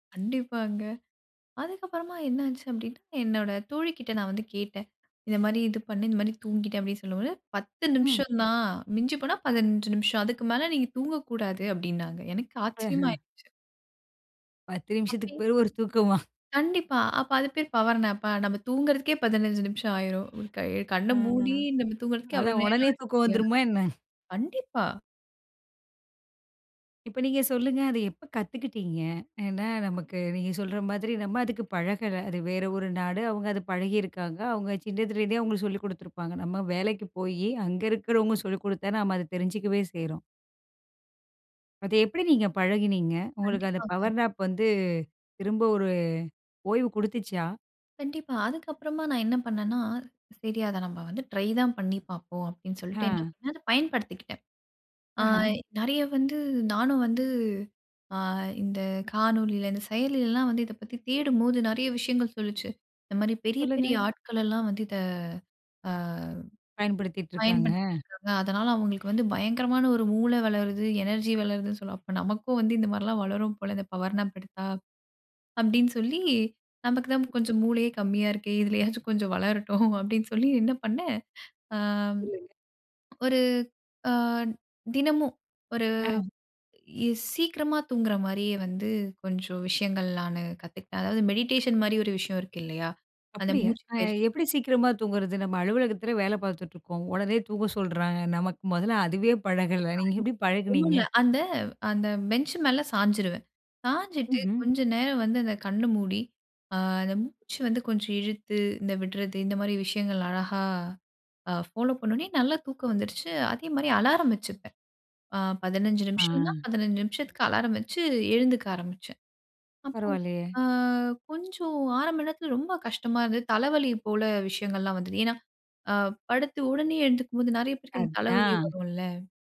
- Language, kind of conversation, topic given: Tamil, podcast, சிறிய ஓய்வுத் தூக்கம் (பவர் நாப்) எடுக்க நீங்கள் எந்த முறையைப் பின்பற்றுகிறீர்கள்?
- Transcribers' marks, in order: other background noise; in English: "பவர் நாப்"; in English: "பவர் நாப்"; anticipating: "சொல்லுங்க"; in English: "எனர்ஜி"; in English: "பவர் நாப்"; laughing while speaking: "கொஞ்சம் வளரட்டும்"; in English: "மெடிடேஷன்"; unintelligible speech